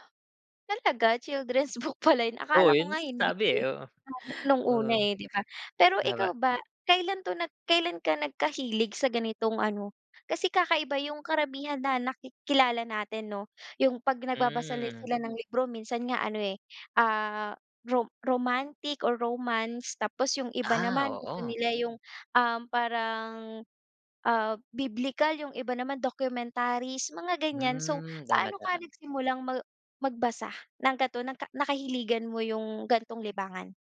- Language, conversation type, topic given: Filipino, podcast, Ano ang paborito mong libangan kapag gusto mong magpahinga?
- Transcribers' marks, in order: laughing while speaking: "book pala 'yon"